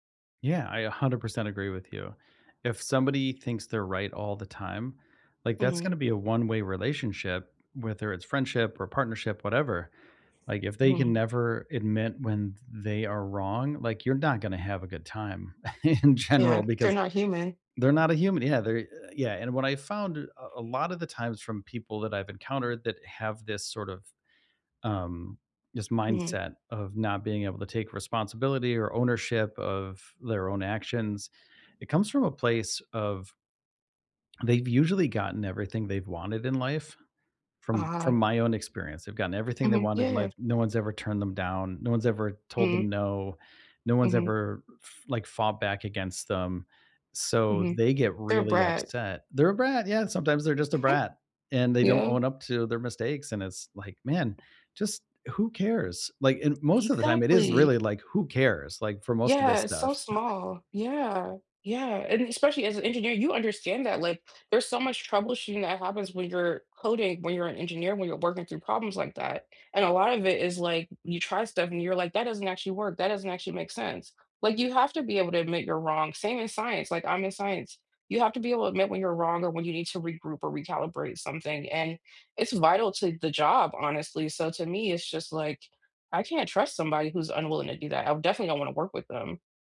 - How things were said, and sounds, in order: other background noise; laughing while speaking: "in general"; tapping; chuckle
- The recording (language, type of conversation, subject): English, unstructured, Why do you think some people refuse to take responsibility?
- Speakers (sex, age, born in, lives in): female, 35-39, United States, United States; male, 50-54, United States, United States